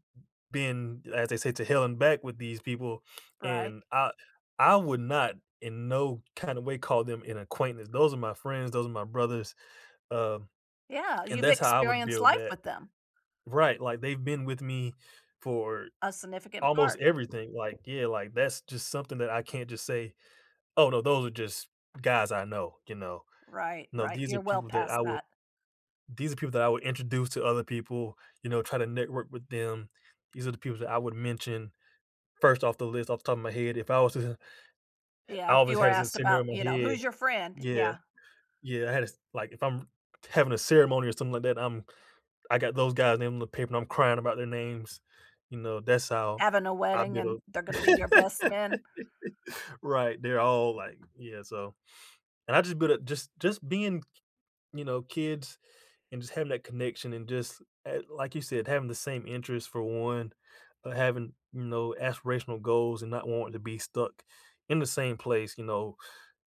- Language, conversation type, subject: English, unstructured, How do you build friendships as an adult when your schedule and priorities keep changing?
- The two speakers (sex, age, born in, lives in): female, 55-59, United States, United States; male, 20-24, United States, United States
- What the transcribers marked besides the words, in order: other background noise; tapping; laugh